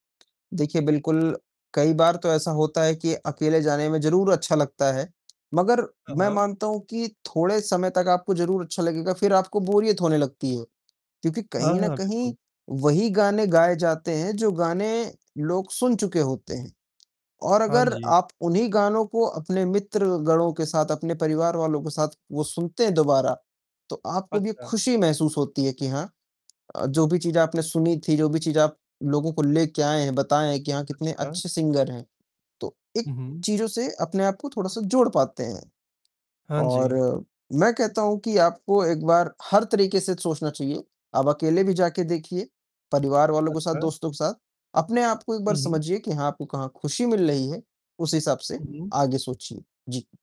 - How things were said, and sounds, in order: distorted speech; tapping; in English: "बोरियत"; in English: "सिंगर"
- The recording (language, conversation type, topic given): Hindi, unstructured, क्या आपको जीवंत संगीत कार्यक्रम में जाना पसंद है, और क्यों?
- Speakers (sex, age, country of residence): male, 25-29, Finland; male, 55-59, India